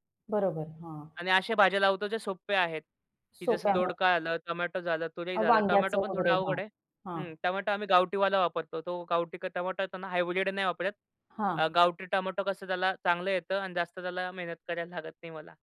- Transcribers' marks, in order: other background noise; unintelligible speech; in English: "हायब्रिड"; laughing while speaking: "करायला"
- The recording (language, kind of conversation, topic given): Marathi, podcast, छोट्या जागेत भाजीबाग कशी उभाराल?